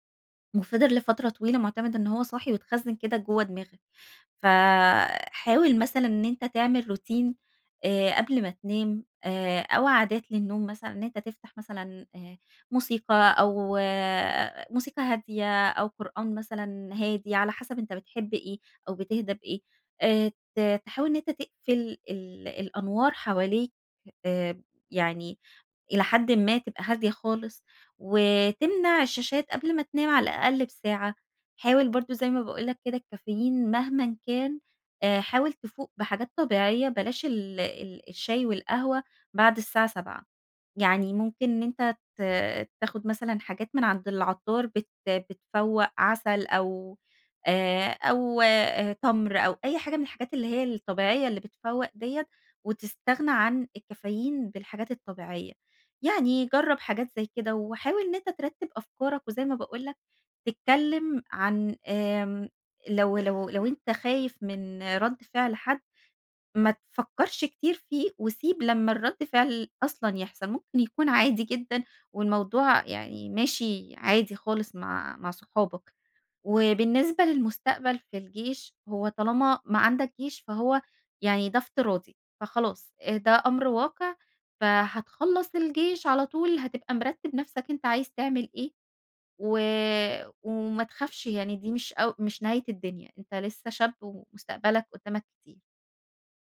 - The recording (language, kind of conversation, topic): Arabic, advice, إزاي بتمنعك الأفكار السريعة من النوم والراحة بالليل؟
- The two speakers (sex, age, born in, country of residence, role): female, 30-34, Egypt, Egypt, advisor; male, 20-24, Egypt, Egypt, user
- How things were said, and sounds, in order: in English: "روتين"; tapping